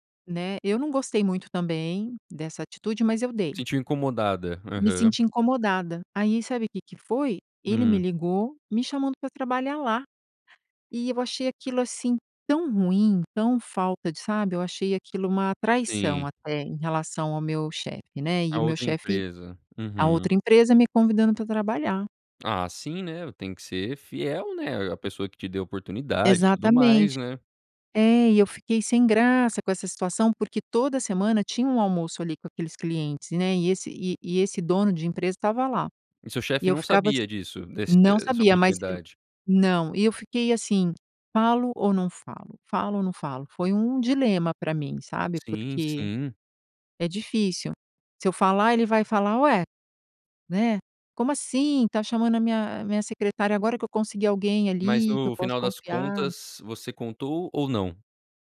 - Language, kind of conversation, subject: Portuguese, podcast, Como foi seu primeiro emprego e o que você aprendeu nele?
- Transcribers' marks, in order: tapping; other noise; other background noise